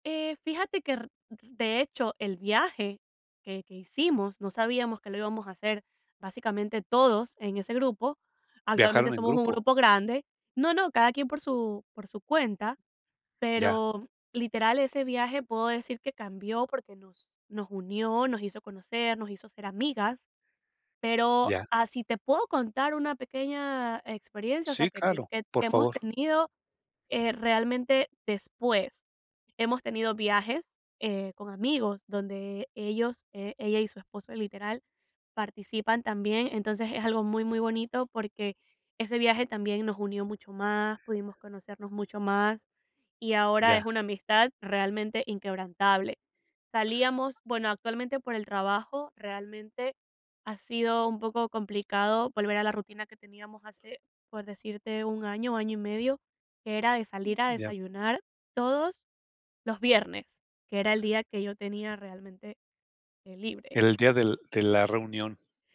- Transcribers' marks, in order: other noise; other background noise; tapping
- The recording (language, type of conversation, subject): Spanish, podcast, ¿Cuál fue una amistad que cambió tu vida?